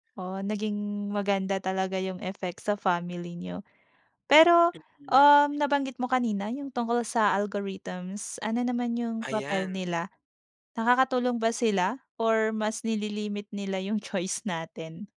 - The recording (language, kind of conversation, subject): Filipino, podcast, Paano nagbago ang paraan ng panonood natin dahil sa mga plataporma ng panonood sa internet?
- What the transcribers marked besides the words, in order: in English: "algorithms"